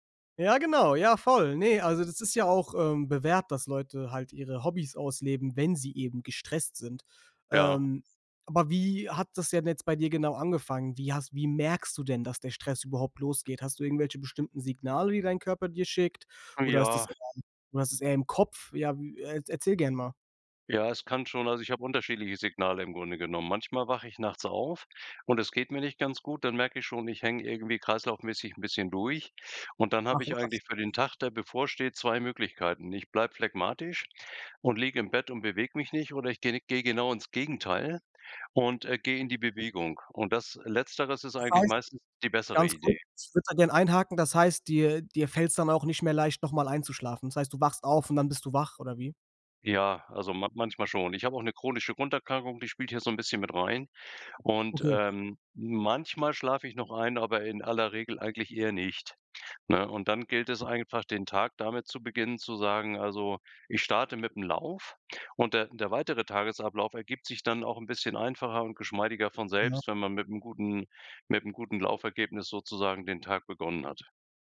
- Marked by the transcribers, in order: unintelligible speech
- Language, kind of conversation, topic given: German, podcast, Wie gehst du mit Stress im Alltag um?
- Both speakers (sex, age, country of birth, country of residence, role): male, 25-29, Germany, Germany, host; male, 65-69, Germany, Germany, guest